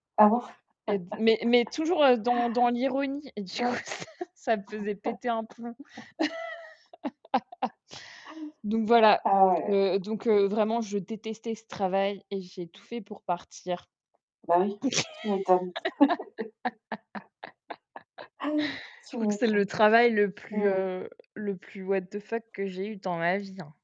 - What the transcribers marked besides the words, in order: laugh; laughing while speaking: "du coup, ça ça"; laugh; tapping; laugh; in English: "what the fuck"; other background noise
- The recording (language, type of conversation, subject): French, unstructured, Préféreriez-vous exercer un travail que vous détestez mais bien rémunéré, ou un travail que vous adorez mais mal rémunéré ?